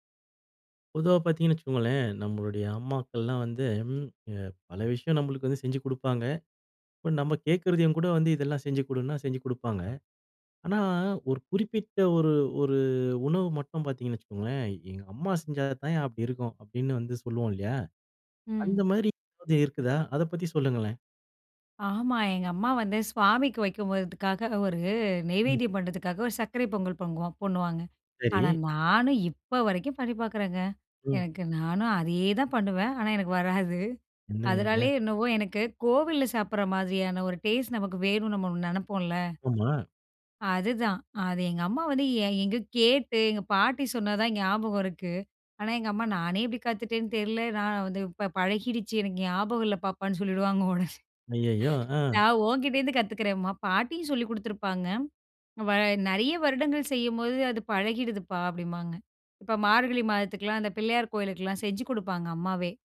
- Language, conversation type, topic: Tamil, podcast, அம்மாவின் குறிப்பிட்ட ஒரு சமையல் குறிப்பை பற்றி சொல்ல முடியுமா?
- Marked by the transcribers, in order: laughing while speaking: "ஆனா எனக்கு வராது"; surprised: "என்னங்க நீங்க?"; laughing while speaking: "ஒடனே"